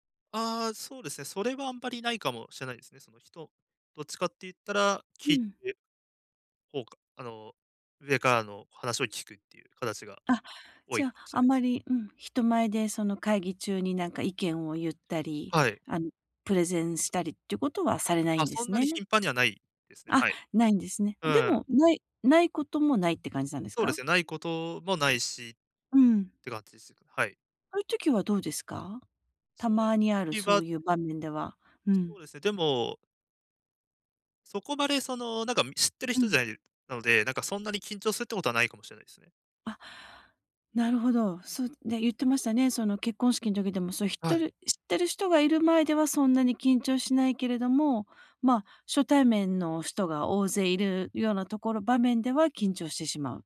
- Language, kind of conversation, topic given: Japanese, advice, 人前で話すときに自信を高めるにはどうすればよいですか？
- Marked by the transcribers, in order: unintelligible speech